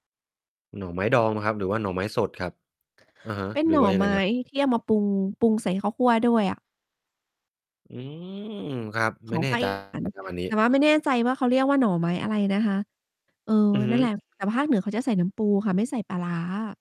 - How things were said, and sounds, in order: distorted speech; static
- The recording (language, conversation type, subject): Thai, advice, คุณคิดถึงบ้านหลังจากย้ายไปอยู่ไกลแค่ไหน?